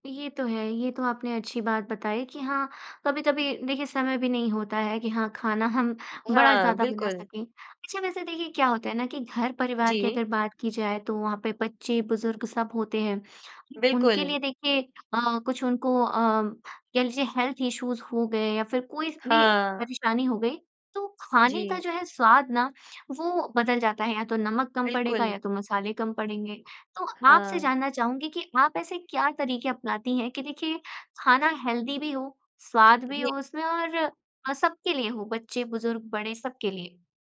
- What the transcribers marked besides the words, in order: in English: "हेल्थ इश्यूज़"; in English: "हेल्दी"; unintelligible speech
- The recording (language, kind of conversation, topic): Hindi, podcast, घर में पौष्टिक खाना बनाना आसान कैसे किया जा सकता है?